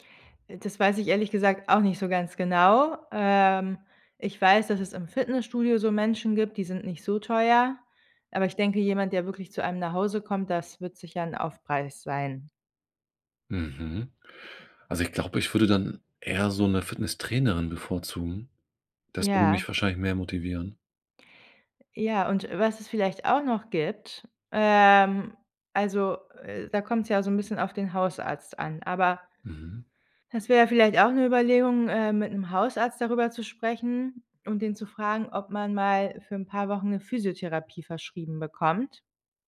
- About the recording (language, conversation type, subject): German, advice, Warum fällt es mir schwer, regelmäßig Sport zu treiben oder mich zu bewegen?
- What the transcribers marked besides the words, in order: other background noise